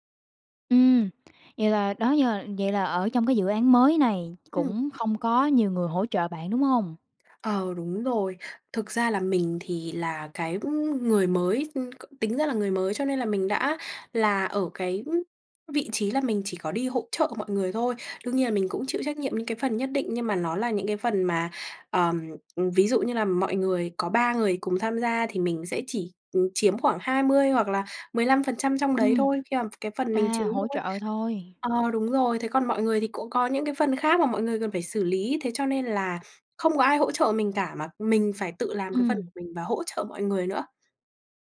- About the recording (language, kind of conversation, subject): Vietnamese, advice, Làm thế nào để lấy lại động lực sau một thất bại lớn trong công việc?
- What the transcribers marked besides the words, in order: tapping; other background noise